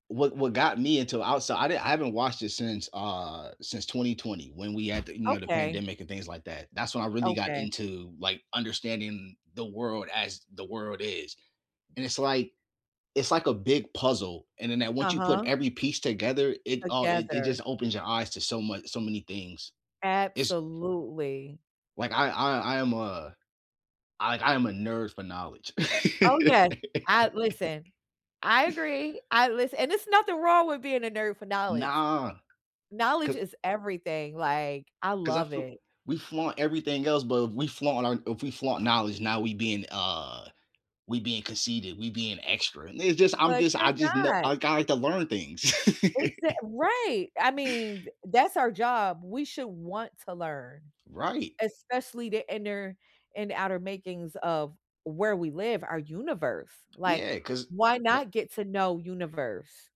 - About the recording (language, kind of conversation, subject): English, unstructured, How do discoveries change the way we see the world?
- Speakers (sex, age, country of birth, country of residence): female, 40-44, United States, United States; male, 30-34, United States, United States
- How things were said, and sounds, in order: drawn out: "uh"; other background noise; laugh; tapping; laugh